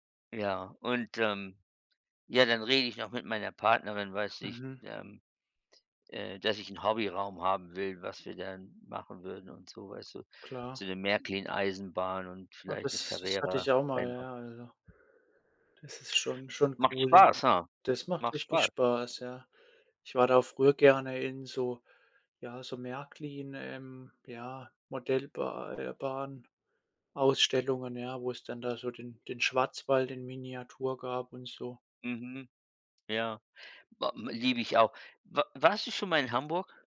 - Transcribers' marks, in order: tapping
- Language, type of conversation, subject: German, unstructured, Was bereitet dir im Alltag am meisten Freude?